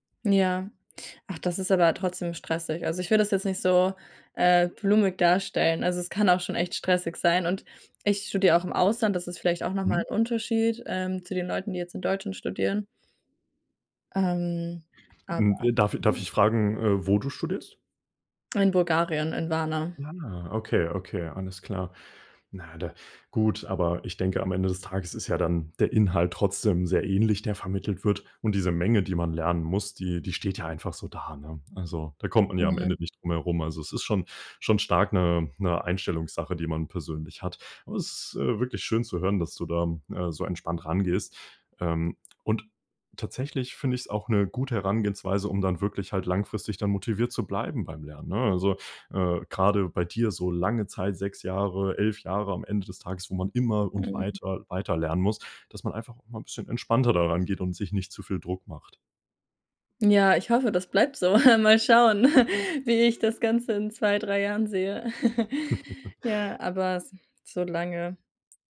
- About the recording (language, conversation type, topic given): German, podcast, Wie bleibst du langfristig beim Lernen motiviert?
- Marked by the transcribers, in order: other noise; giggle; chuckle